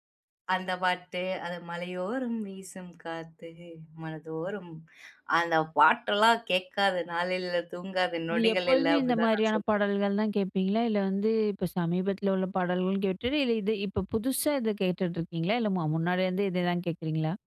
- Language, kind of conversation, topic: Tamil, podcast, உங்கள் இசை ரசனை சமீபத்தில் எப்படிப் மாற்றமடைந்துள்ளது?
- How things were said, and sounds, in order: singing: "மலையோறம் வீசும் காத்து மனதோறம்"; "மாதிரியான" said as "மாரியான"; tapping